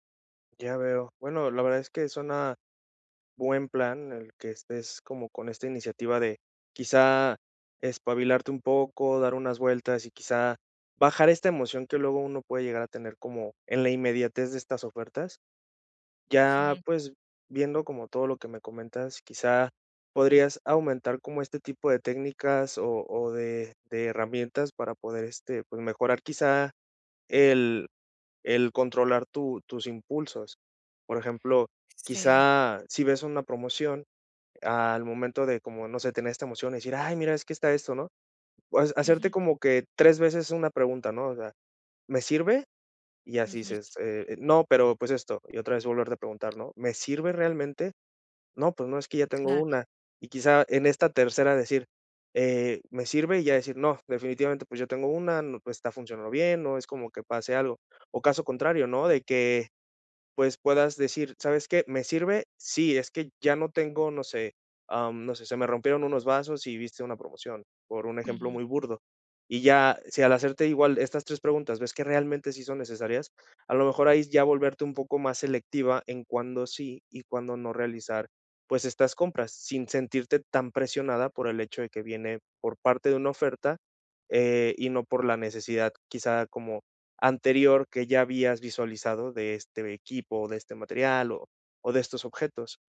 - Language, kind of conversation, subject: Spanish, advice, ¿Cómo ha afectado tu presupuesto la compra impulsiva constante y qué culpa te genera?
- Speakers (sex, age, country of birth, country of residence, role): female, 30-34, Mexico, United States, user; male, 30-34, Mexico, Mexico, advisor
- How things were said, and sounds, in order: other background noise